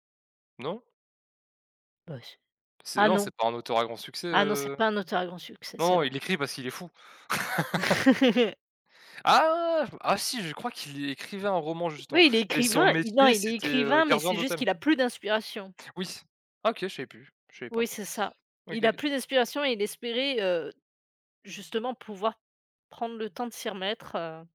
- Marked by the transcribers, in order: tapping; chuckle; laugh; other background noise
- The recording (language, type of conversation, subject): French, unstructured, Préférez-vous les films d’horreur ou les films de science-fiction ?